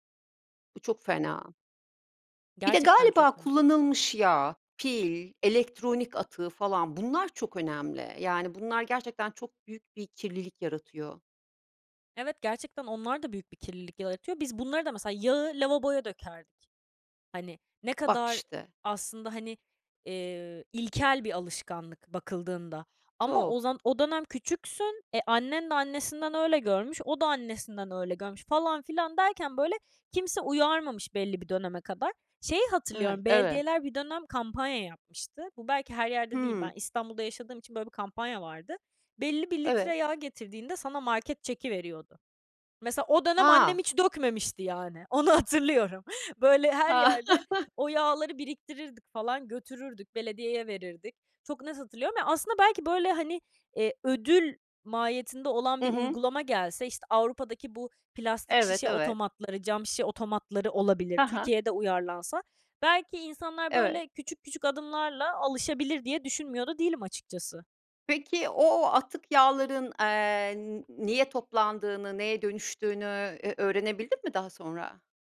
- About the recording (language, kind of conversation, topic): Turkish, podcast, Günlük hayatta atıkları azaltmak için neler yapıyorsun, anlatır mısın?
- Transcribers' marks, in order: unintelligible speech; laughing while speaking: "hatırlıyorum"; chuckle; tapping